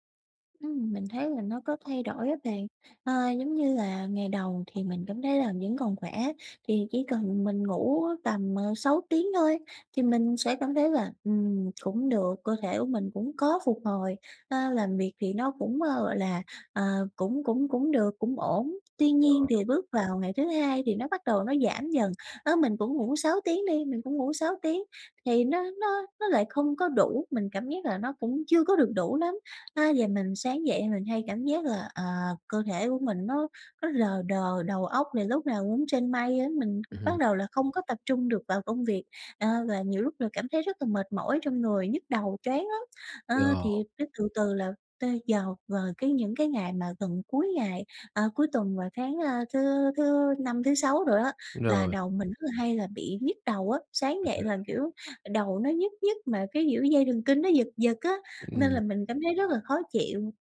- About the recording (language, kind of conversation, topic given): Vietnamese, advice, Làm thế nào để nhận biết khi nào cơ thể cần nghỉ ngơi?
- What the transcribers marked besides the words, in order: tapping; other background noise; unintelligible speech; unintelligible speech